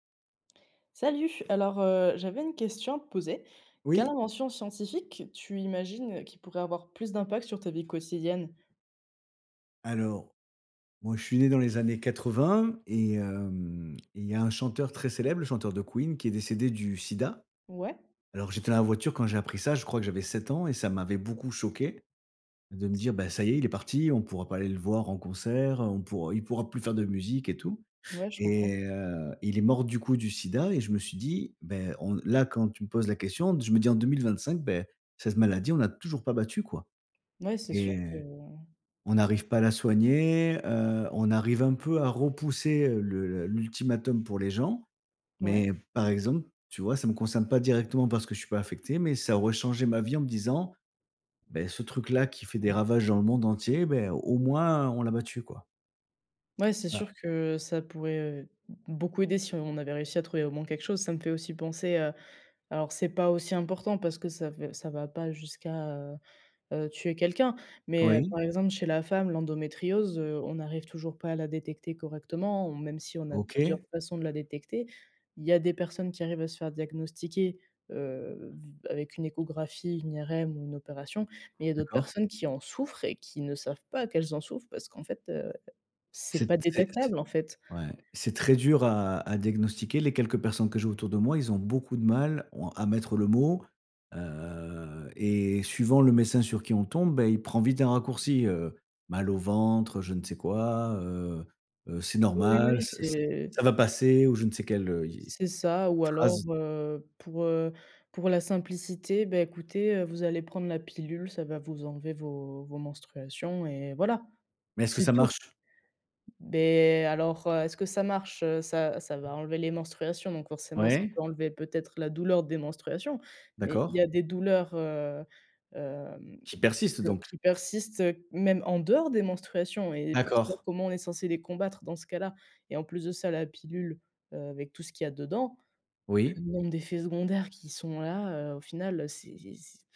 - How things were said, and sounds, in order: tapping; stressed: "souffrent"; drawn out: "heu"; stressed: "dehors"
- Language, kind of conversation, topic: French, unstructured, Quelle invention scientifique aurait changé ta vie ?
- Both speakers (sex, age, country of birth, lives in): female, 20-24, France, France; male, 45-49, France, France